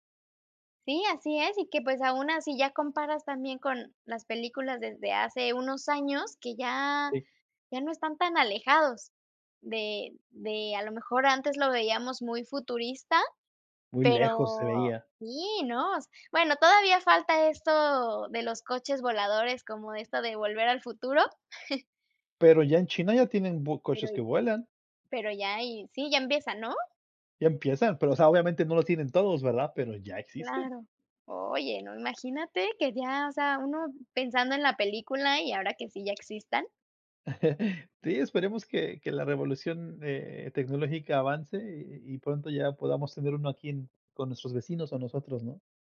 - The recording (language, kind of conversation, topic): Spanish, unstructured, ¿Cuál es tu película favorita y por qué te gusta tanto?
- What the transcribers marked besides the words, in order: tapping; chuckle; chuckle